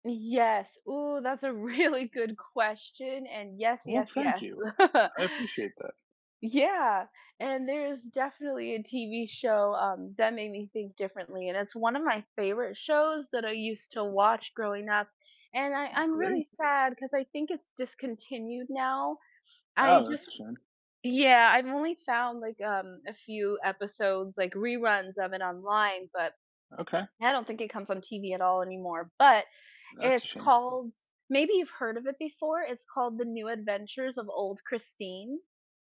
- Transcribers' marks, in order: laughing while speaking: "really"; laugh; tapping; other background noise; stressed: "but"
- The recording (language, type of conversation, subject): English, unstructured, How can a TV show change your perspective on life or the world?